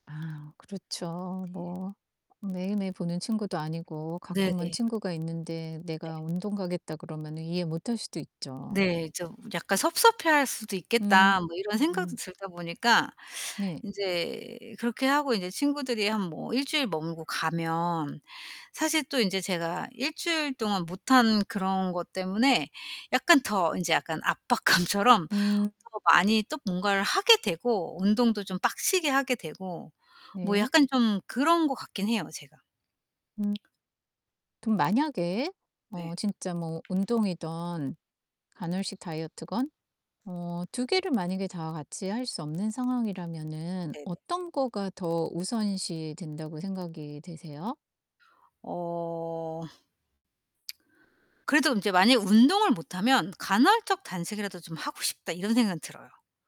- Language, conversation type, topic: Korean, advice, 여행이나 주말에 일정이 바뀌어 루틴이 흐트러질 때 스트레스를 어떻게 관리하면 좋을까요?
- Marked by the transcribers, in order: distorted speech; tapping; laughing while speaking: "압박감처럼"; static